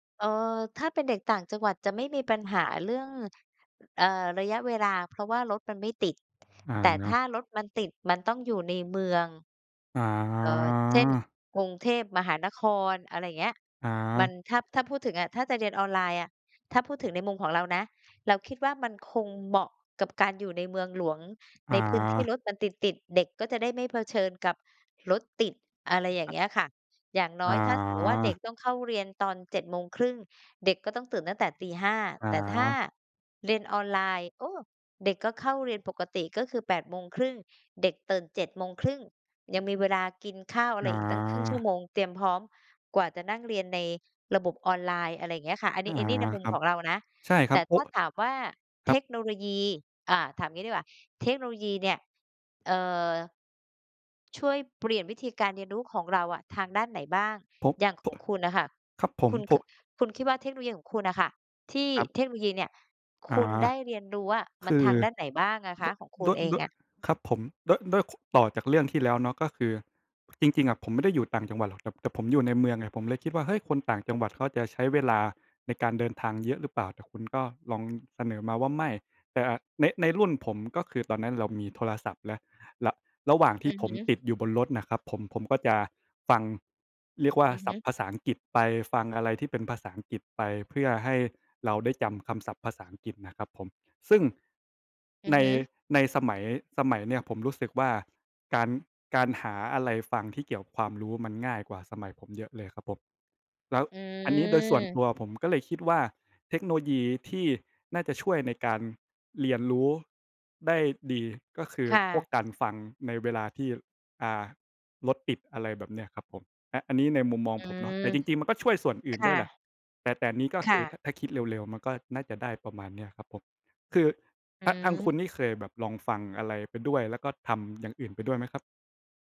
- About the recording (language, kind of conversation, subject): Thai, unstructured, คุณคิดว่าอนาคตของการเรียนรู้จะเป็นอย่างไรเมื่อเทคโนโลยีเข้ามามีบทบาทมากขึ้น?
- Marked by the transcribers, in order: other background noise; drawn out: "อ๋อ"; tapping; drawn out: "อืม"